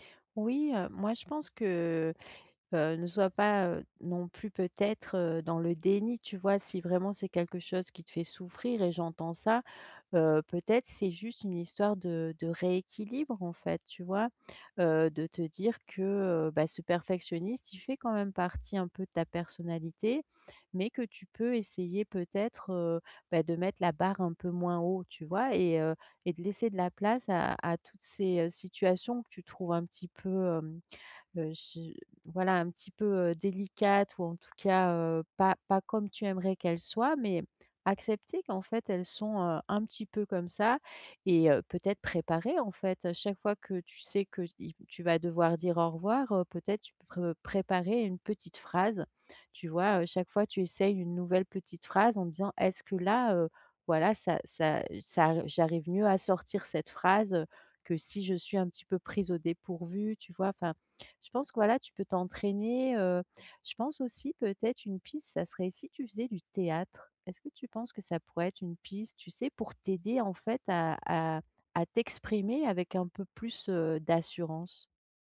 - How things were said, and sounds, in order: tapping
- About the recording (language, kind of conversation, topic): French, advice, Comment puis-je être moi-même chaque jour sans avoir peur ?